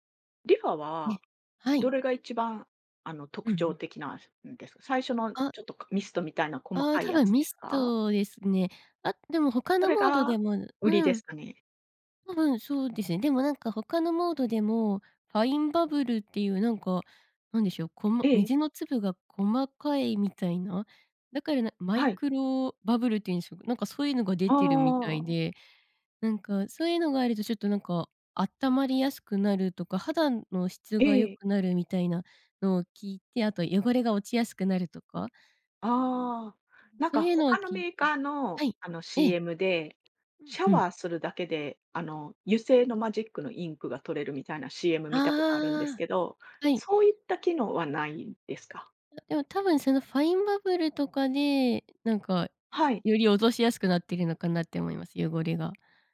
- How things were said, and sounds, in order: unintelligible speech; tapping
- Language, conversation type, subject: Japanese, podcast, お風呂でリラックスする方法は何ですか？